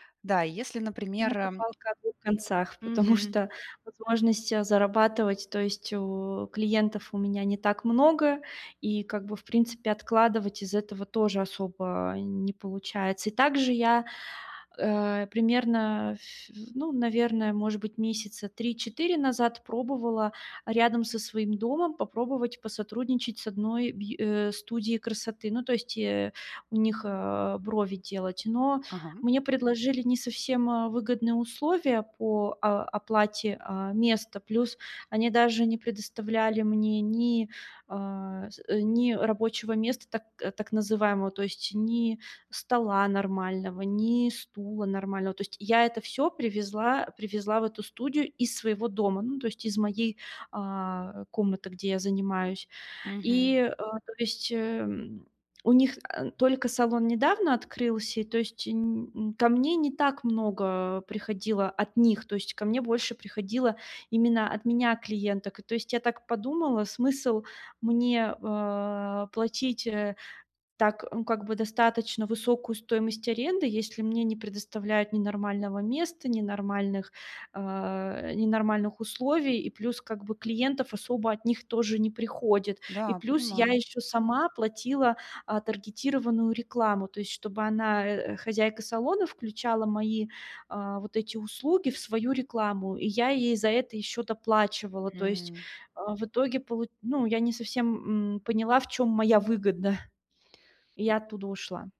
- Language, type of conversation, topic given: Russian, advice, Как мне справиться с финансовой неопределённостью в быстро меняющемся мире?
- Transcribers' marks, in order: tapping; chuckle; exhale